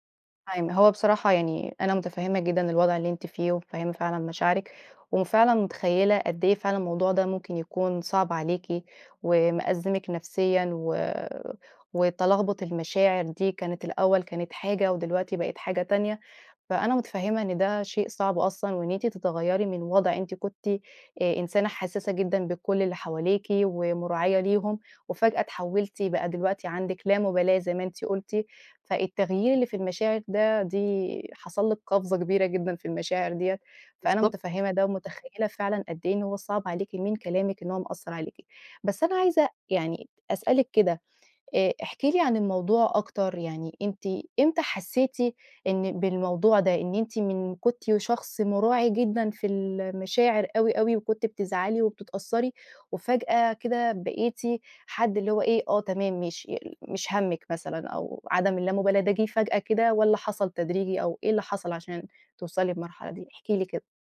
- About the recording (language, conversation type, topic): Arabic, advice, هو إزاي بتوصف إحساسك بالخدر العاطفي أو إنك مش قادر تحس بمشاعرك؟
- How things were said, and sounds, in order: unintelligible speech; tapping